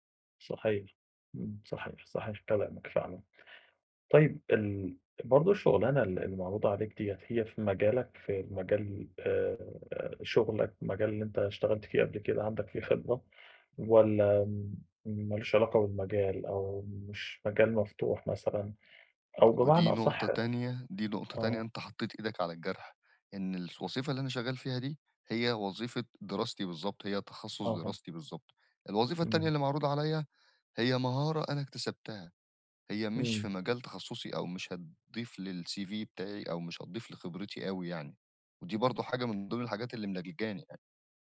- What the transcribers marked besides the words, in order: tapping; in English: "للCV"
- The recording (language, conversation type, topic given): Arabic, advice, ازاي أوازن بين طموحي ومسؤولياتي دلوقتي عشان ما أندمش بعدين؟